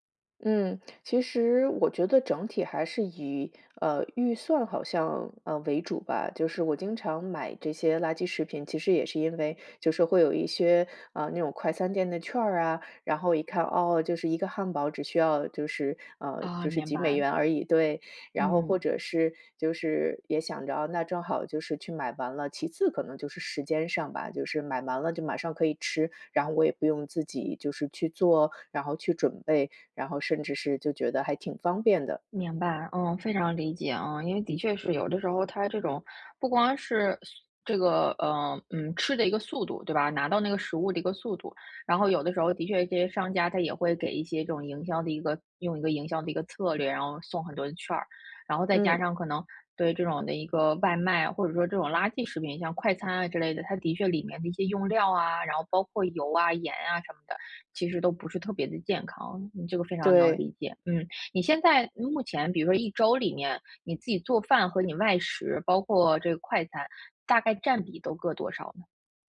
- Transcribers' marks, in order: "完了" said as "蛮了"; other background noise
- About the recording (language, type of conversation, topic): Chinese, advice, 我怎样在预算有限的情况下吃得更健康？